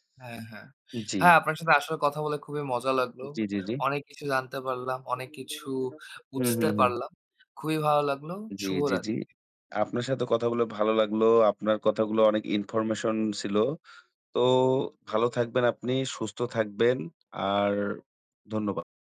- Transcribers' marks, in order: background speech; other background noise
- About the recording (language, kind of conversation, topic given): Bengali, unstructured, স্মার্টফোন আপনার দৈনন্দিন জীবনে কীভাবে সাহায্য করে?